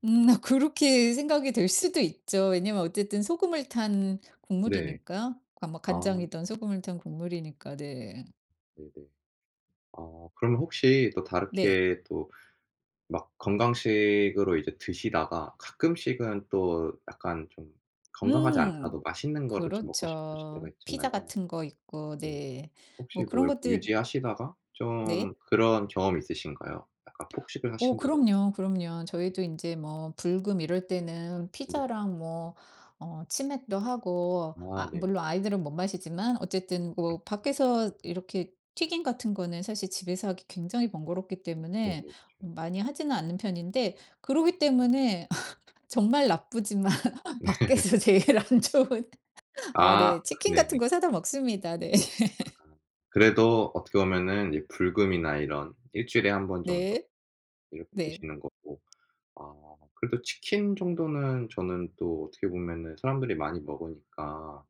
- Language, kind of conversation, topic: Korean, podcast, 건강한 식습관을 어떻게 지키고 계신가요?
- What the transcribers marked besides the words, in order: laughing while speaking: "때문에 정말 나쁘지만 밖에서 제일 안 좋은"; laughing while speaking: "예"; laughing while speaking: "네"; laugh; other background noise